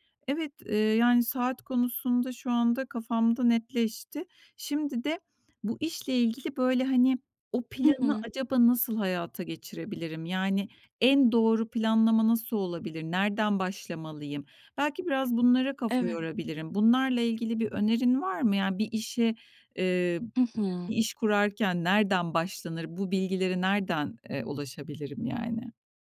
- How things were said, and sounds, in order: tapping
- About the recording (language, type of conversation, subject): Turkish, advice, İş ile yaratıcılık arasında denge kurmakta neden zorlanıyorum?